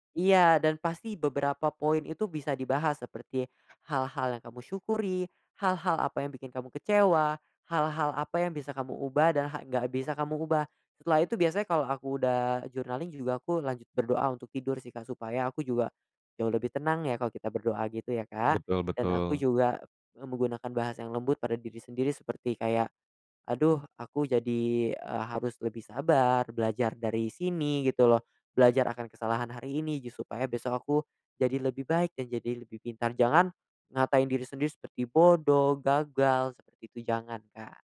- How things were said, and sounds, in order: in English: "journaling"
- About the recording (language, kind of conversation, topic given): Indonesian, podcast, Bagaimana cara Anda belajar dari kegagalan tanpa menyalahkan diri sendiri?